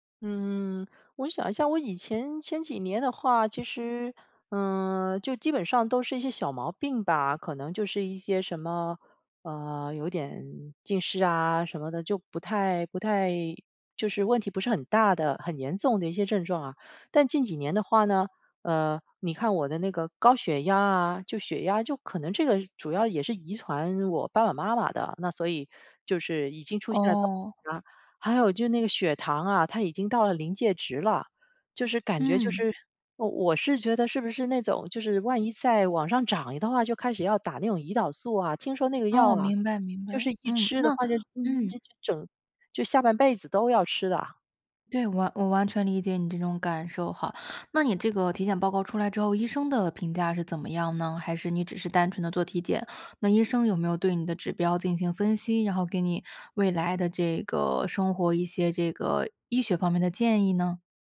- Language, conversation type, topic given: Chinese, advice, 当你把身体症状放大时，为什么会产生健康焦虑？
- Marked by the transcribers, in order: other background noise; unintelligible speech